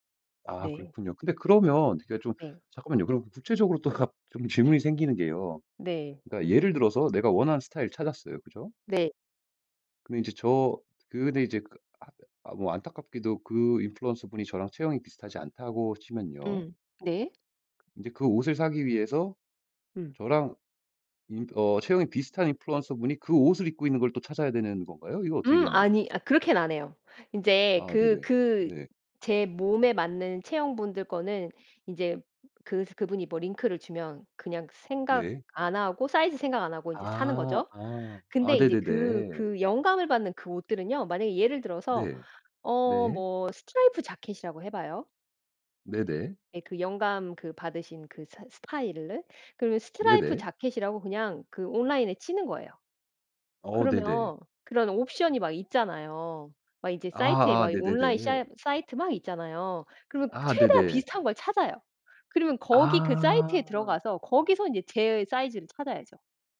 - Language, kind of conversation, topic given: Korean, podcast, 스타일 영감은 보통 어디서 얻나요?
- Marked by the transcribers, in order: other background noise; in English: "인플루언서분이"; in English: "인플루언서분이"; in English: "스트라이프"; in English: "스트라이프"